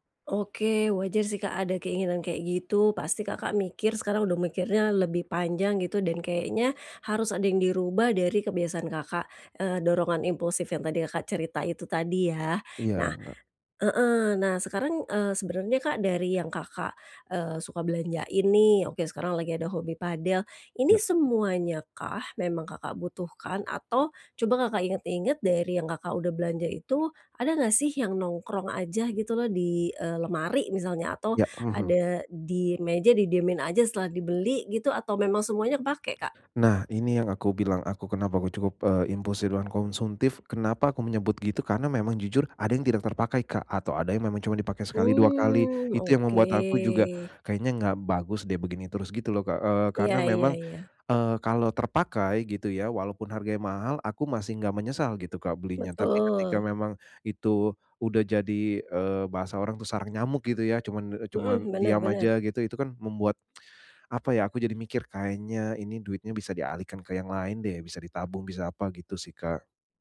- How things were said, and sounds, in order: tapping; tsk
- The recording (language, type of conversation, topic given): Indonesian, advice, Bagaimana cara mengendalikan dorongan impulsif untuk melakukan kebiasaan buruk?